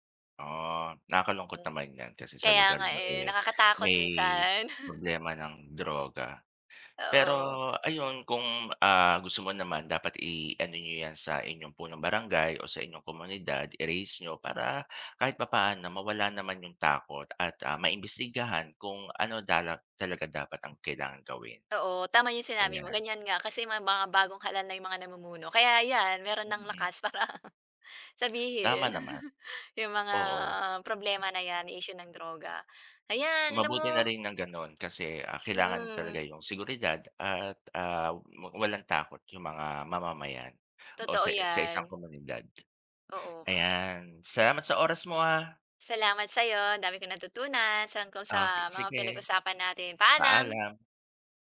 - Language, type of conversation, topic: Filipino, unstructured, Ano ang nararamdaman mo kapag may umuusbong na isyu ng droga sa inyong komunidad?
- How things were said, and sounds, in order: laughing while speaking: "para"; chuckle